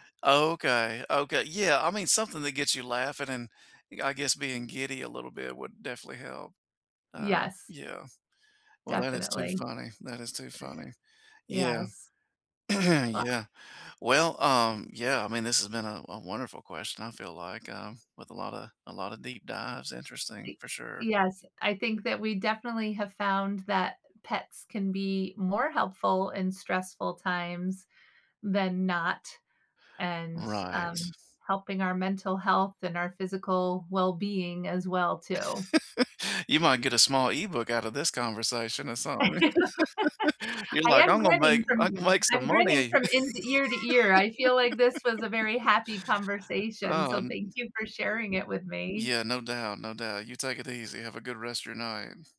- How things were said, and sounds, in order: throat clearing; laugh; laugh; laugh; other noise
- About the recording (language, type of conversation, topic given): English, unstructured, How can pets help during stressful times?
- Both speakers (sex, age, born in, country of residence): female, 50-54, United States, United States; male, 45-49, United States, United States